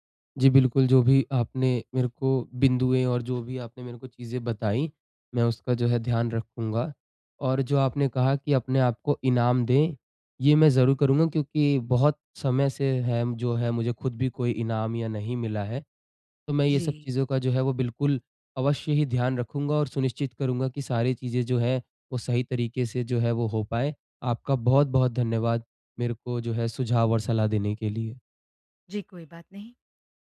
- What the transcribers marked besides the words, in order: none
- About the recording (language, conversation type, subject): Hindi, advice, मैं बार-बार ध्यान भटकने से कैसे बचूं और एक काम पर कैसे ध्यान केंद्रित करूं?